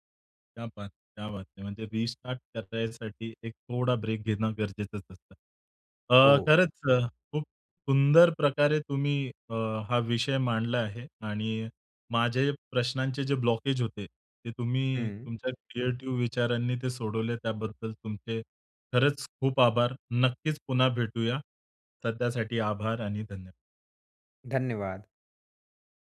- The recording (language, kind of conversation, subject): Marathi, podcast, सर्जनशील अडथळा आला तर तुम्ही सुरुवात कशी करता?
- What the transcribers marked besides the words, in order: none